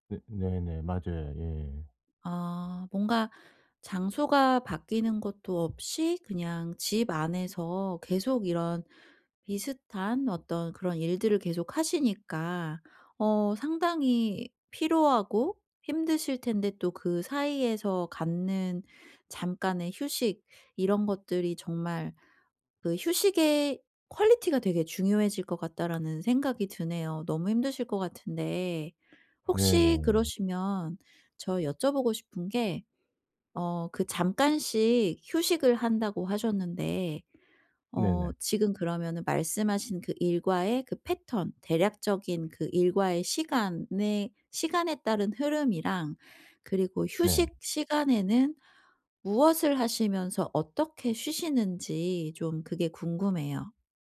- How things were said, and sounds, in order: in English: "퀄리티가"; other background noise
- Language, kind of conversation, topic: Korean, advice, 어떻게 하면 집에서 편하게 쉬는 습관을 꾸준히 만들 수 있을까요?